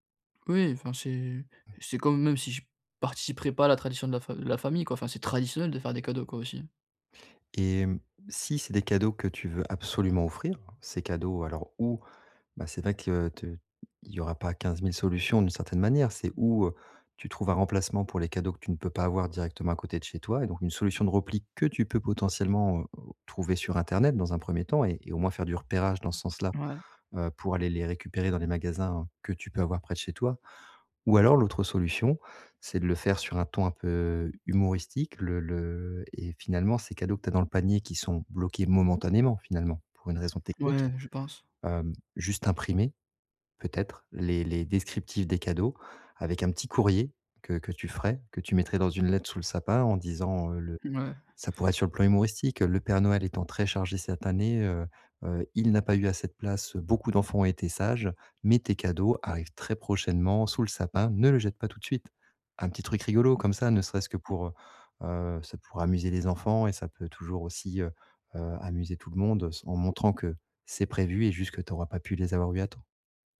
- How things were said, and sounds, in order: stressed: "traditionnel"; other background noise
- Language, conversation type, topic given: French, advice, Comment gérer la pression financière pendant les fêtes ?